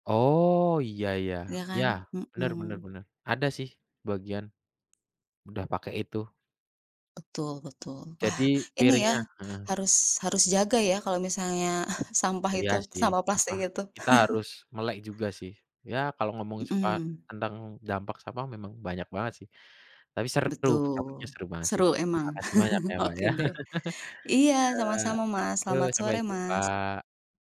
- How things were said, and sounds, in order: laughing while speaking: "misalnya"; chuckle; laugh; laughing while speaking: "Oke deh"; laugh
- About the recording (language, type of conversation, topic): Indonesian, unstructured, Apa dampak sampah plastik terhadap lingkungan di sekitar kita?